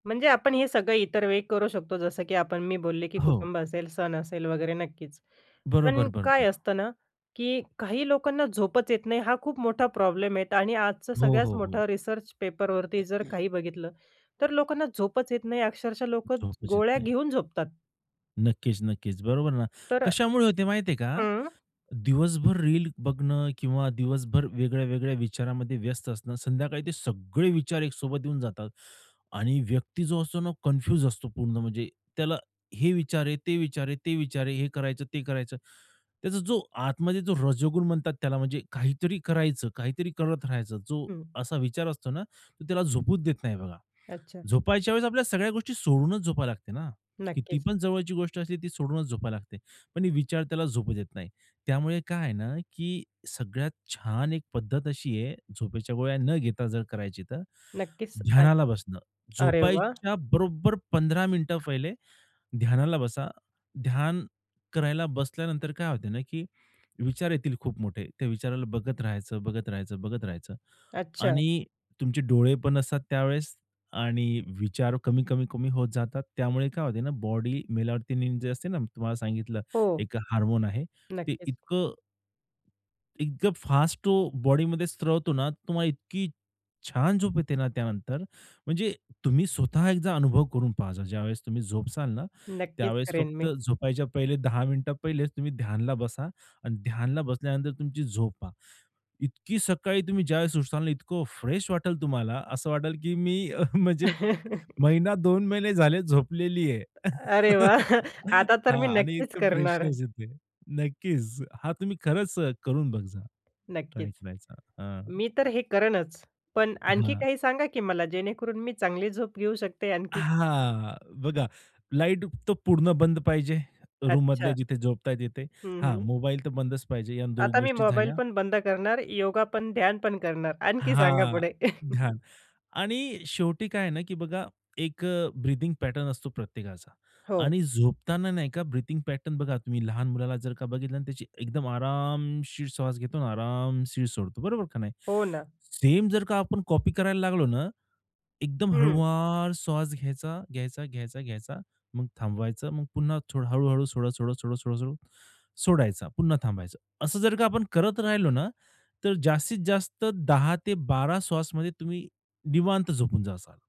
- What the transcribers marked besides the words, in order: tapping; other background noise; in English: "कन्फ्युज"; in English: "हार्मोन"; chuckle; in English: "फ्रेश"; laughing while speaking: "अरे वाह! आता तर मी नक्कीच करणार आहे"; laughing while speaking: "म्हणजे महिना दोन महिने झाले झोपलेली आहे"; chuckle; in English: "फ्रेशनेस"; in English: "ट्राय"; in English: "रूममधल्या"; laughing while speaking: "आणखी सांगा पुढे"; chuckle; in English: "ब्रीथिंग पॅटर्न"; in English: "ब्रीथिंग पॅटर्न"; "जाताल" said as "जासाल"
- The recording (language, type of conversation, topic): Marathi, podcast, झोपेच्या चांगल्या सवयी तुम्ही कशा रुजवल्या?